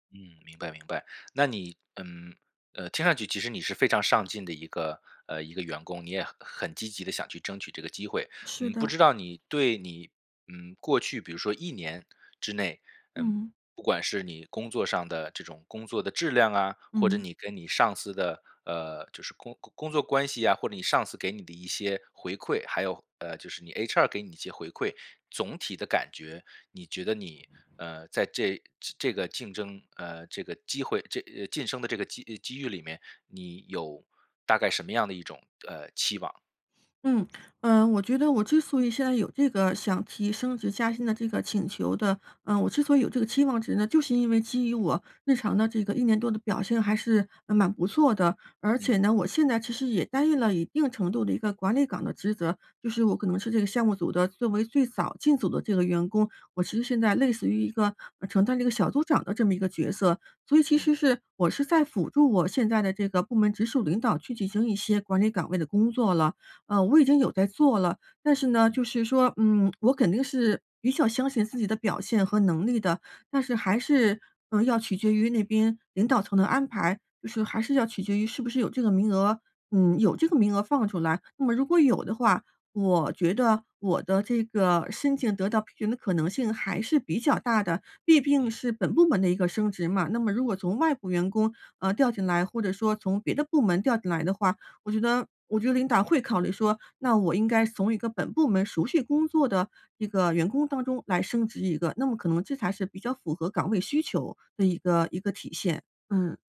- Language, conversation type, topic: Chinese, advice, 在竞争激烈的情况下，我该如何争取晋升？
- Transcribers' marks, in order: other background noise; "任" said as "印"; "竟" said as "病"